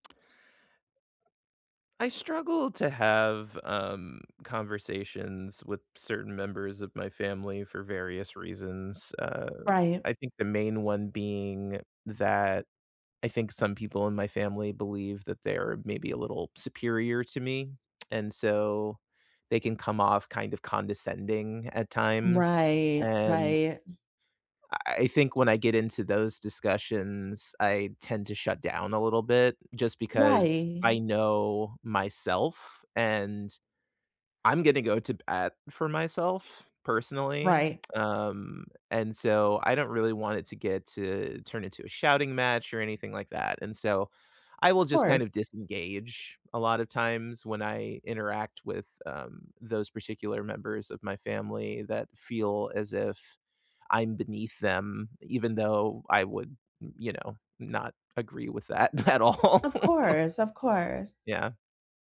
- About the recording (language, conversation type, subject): English, unstructured, How should I handle disagreements with family members?
- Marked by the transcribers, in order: tapping; laughing while speaking: "at all"